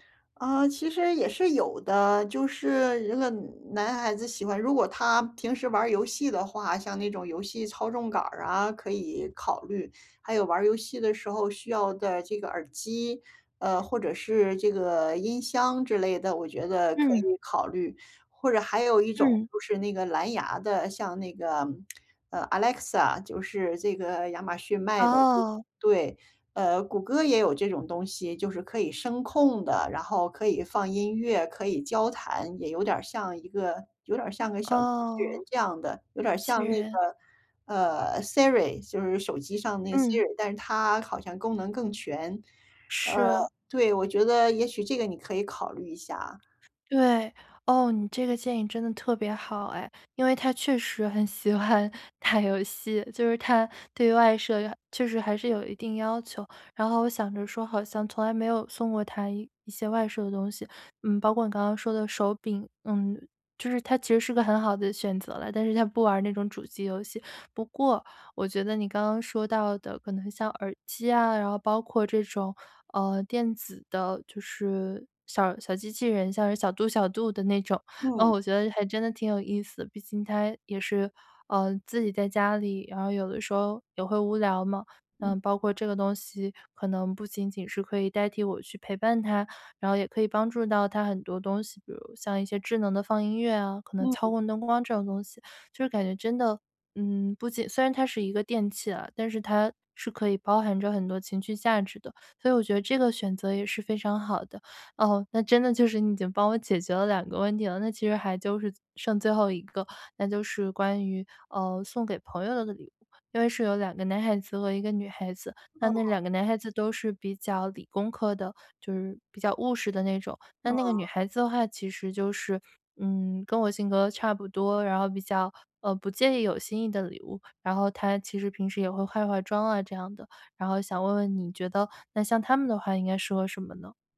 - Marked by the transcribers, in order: tsk; laughing while speaking: "喜欢打游戏，就是他对外设"
- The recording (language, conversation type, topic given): Chinese, advice, 我怎样才能找到适合别人的礼物？